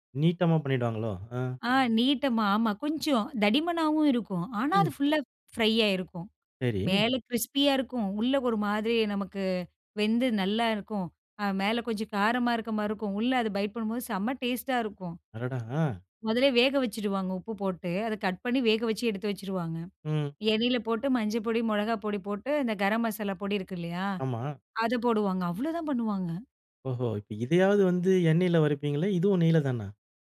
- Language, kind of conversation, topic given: Tamil, podcast, அம்மாவின் குறிப்பிட்ட ஒரு சமையல் குறிப்பை பற்றி சொல்ல முடியுமா?
- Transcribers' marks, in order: anticipating: "நீட்டமா பண்ணிடுவாங்களோ!"; in English: "ஃபுல்லா ஃப்ரையா"; in English: "கிரிஸ்பியா"; in English: "டேஸ்டா"; surprised: "அடடா! ஆ"; anticipating: "ஓஹோ, இப்ப இதையாவது வந்து எண்ணெயில வருப்பீங்களா? இதுவும் நெய்ல தானா?"